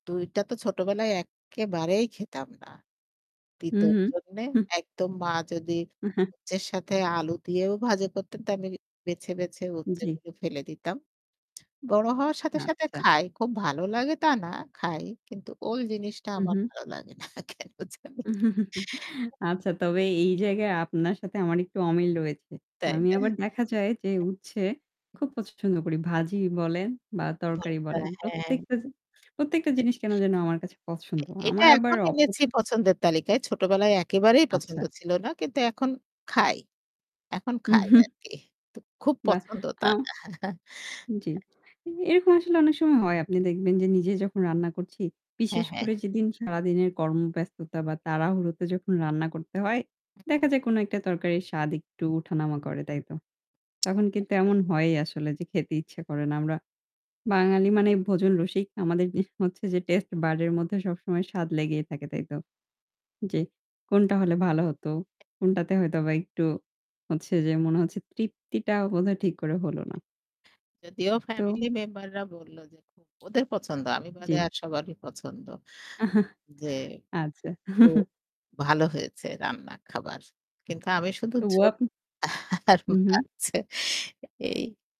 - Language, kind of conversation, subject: Bengali, unstructured, আপনি কোন খাবারটি সবচেয়ে বেশি অপছন্দ করেন?
- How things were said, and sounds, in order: distorted speech; static; other background noise; tapping; chuckle; laughing while speaking: "কেন জানি"; chuckle; unintelligible speech; chuckle; mechanical hum; in English: "taste bud"; unintelligible speech; chuckle; unintelligible speech; laughing while speaking: "আর মাছ"